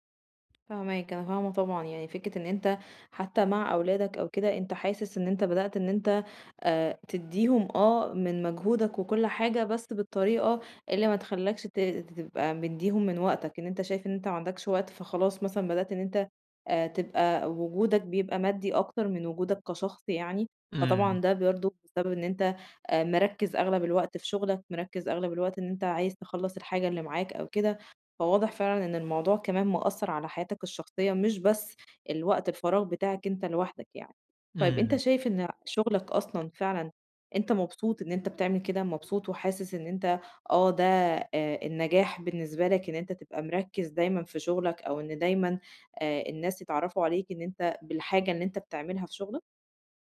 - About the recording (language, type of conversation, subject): Arabic, advice, إزاي أتعرف على نفسي وأبني هويتي بعيد عن شغلي؟
- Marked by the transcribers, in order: tapping; other background noise